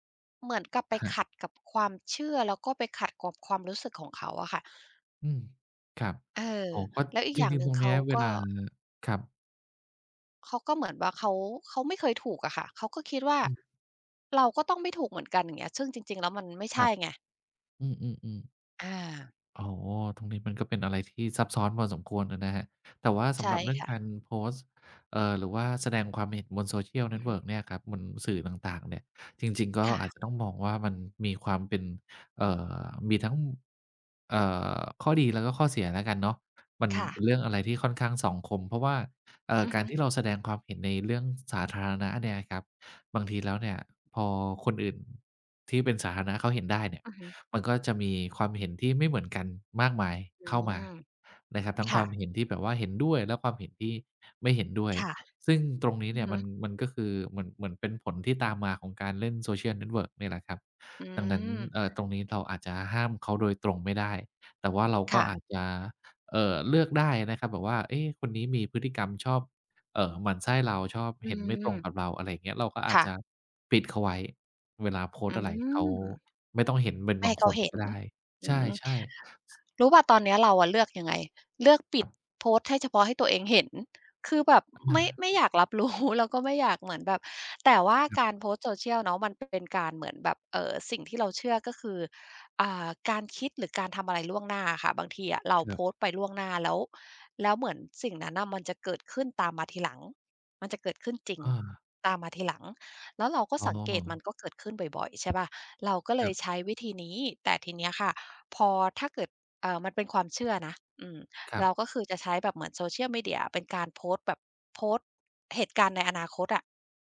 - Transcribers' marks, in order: other background noise; tapping; laughing while speaking: "รับรู้"
- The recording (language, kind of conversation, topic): Thai, advice, ทำไมคุณถึงกลัวการแสดงความคิดเห็นบนโซเชียลมีเดียที่อาจขัดแย้งกับคนรอบข้าง?